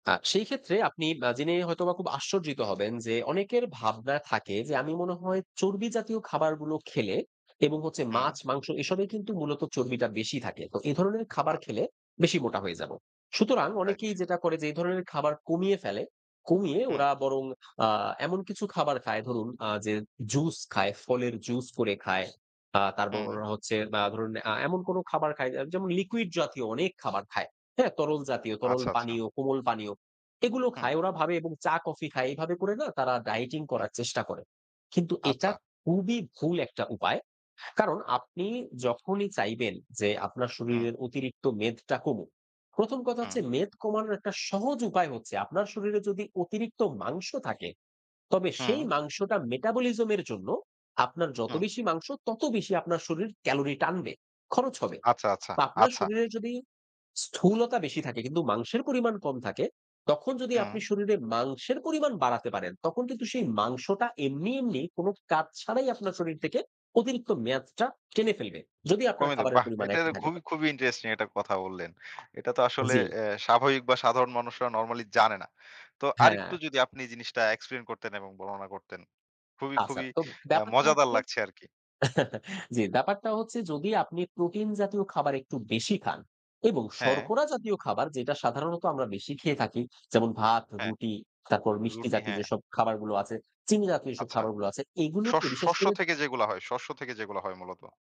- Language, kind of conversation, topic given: Bengali, podcast, ঘরে বসে সহজভাবে ফিট থাকার জন্য আপনার পরামর্শ কী?
- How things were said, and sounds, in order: other background noise; "তারপর" said as "তারবর"; in English: "dieting"; in English: "metabolism"; in English: "explain"; chuckle